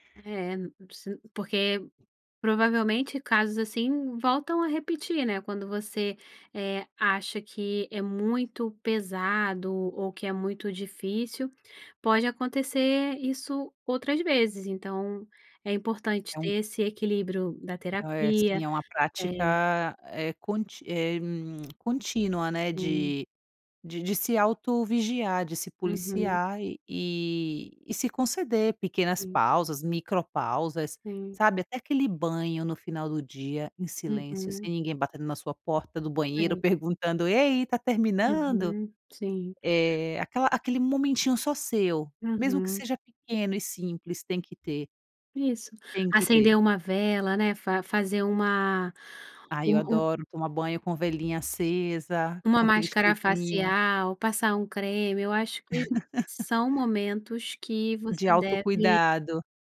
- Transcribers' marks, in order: lip smack; tapping; laugh
- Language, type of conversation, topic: Portuguese, podcast, Quando você percebeu que estava perto do esgotamento profissional?